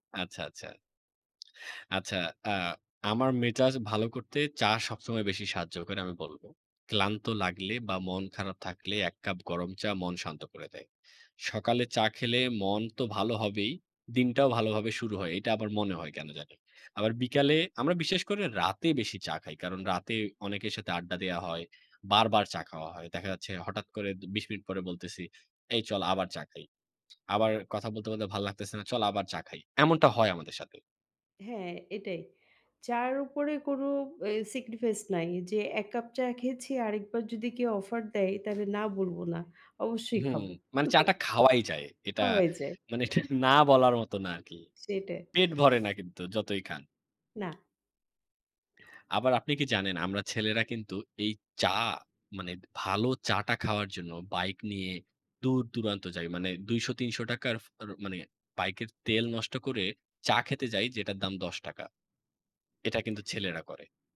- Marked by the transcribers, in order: other background noise; tapping; horn; chuckle; laughing while speaking: "এটা"
- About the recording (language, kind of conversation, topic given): Bengali, unstructured, চা আর কফির মধ্যে আপনি কোনটা বেছে নেবেন?